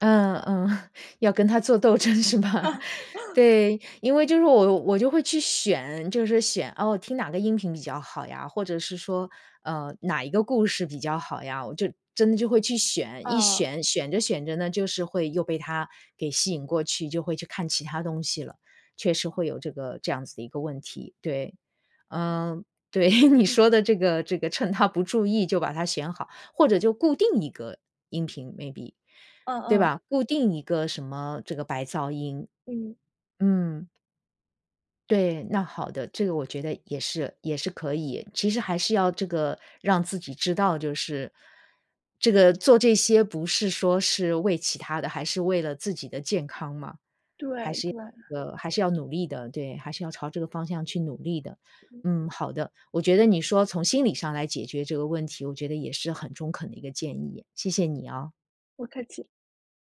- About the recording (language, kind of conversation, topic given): Chinese, advice, 你晚上刷手机导致睡眠不足的情况是怎样的？
- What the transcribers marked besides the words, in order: chuckle; laughing while speaking: "争是吧？"; laugh; other background noise; laughing while speaking: "对"; in English: "maybe"; tapping